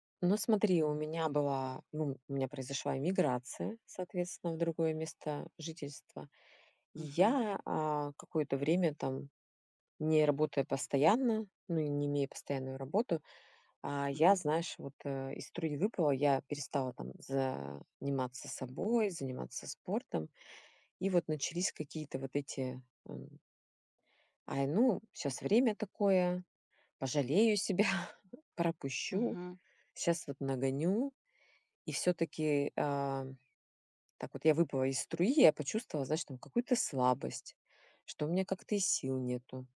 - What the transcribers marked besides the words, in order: tapping; chuckle
- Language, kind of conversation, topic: Russian, podcast, Что для тебя значит быть честным с собой по-настоящему?